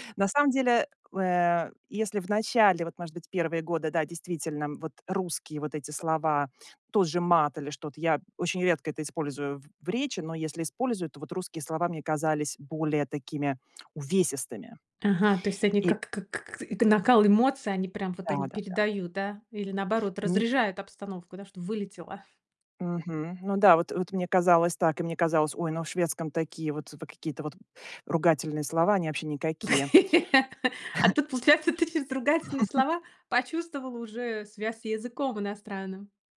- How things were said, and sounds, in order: tapping; laugh; laughing while speaking: "получается"; chuckle; laugh
- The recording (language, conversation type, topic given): Russian, podcast, Как язык влияет на твоё самосознание?